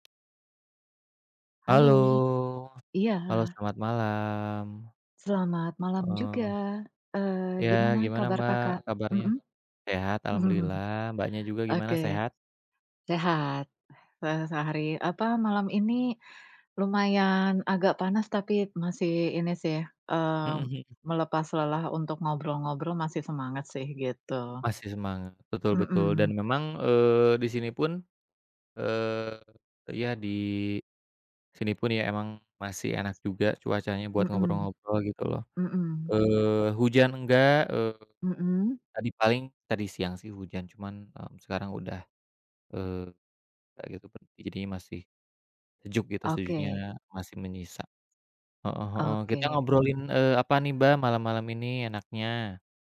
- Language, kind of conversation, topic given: Indonesian, unstructured, Bagaimana kamu menyelesaikan konflik dengan teman atau saudara?
- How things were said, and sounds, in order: tapping; other background noise; drawn out: "malam"; chuckle